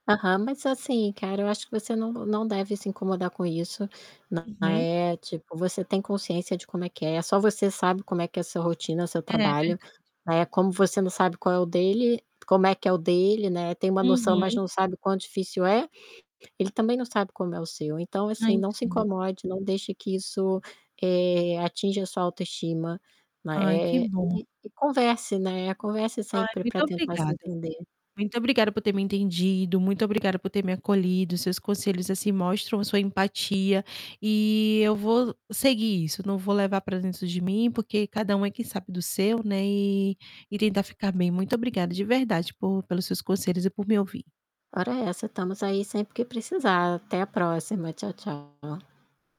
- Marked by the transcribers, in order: static; distorted speech; other background noise; tapping
- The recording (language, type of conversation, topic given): Portuguese, advice, Como posso equilibrar a autoafirmação e a harmonia ao receber críticas no trabalho ou entre amigos?